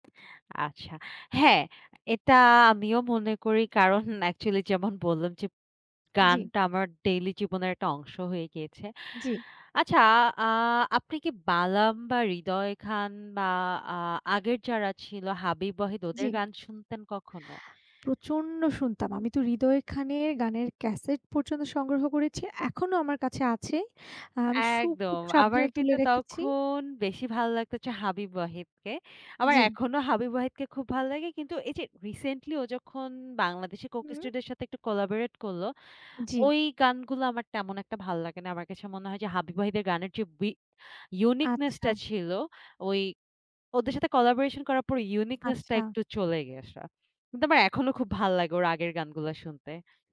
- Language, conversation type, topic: Bengali, unstructured, সঙ্গীত আপনার মেজাজ কীভাবে পরিবর্তন করে?
- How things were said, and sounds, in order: scoff; in English: "অ্যাকচুয়ালি"; in English: "কোলাবোরেট"; in English: "ইউনিকনেস"; in English: "কোলাবোরেশন"; in English: "ইউনিকনেস"; "গিয়েছে" said as "গ্যাসা"